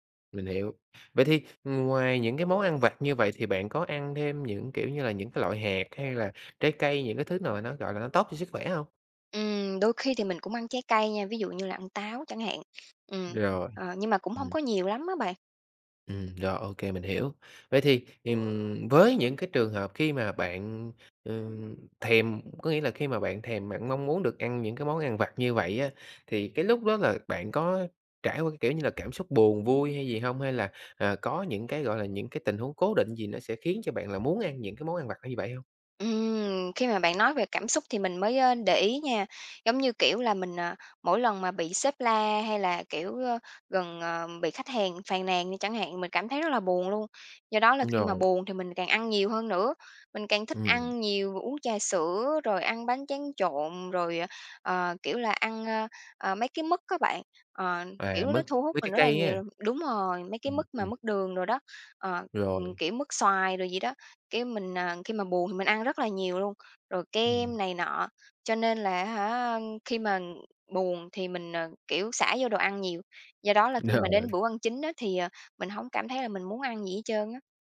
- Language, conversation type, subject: Vietnamese, advice, Vì sao bạn thường thất bại trong việc giữ kỷ luật ăn uống lành mạnh?
- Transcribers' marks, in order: other background noise; tapping; laughing while speaking: "Rồi"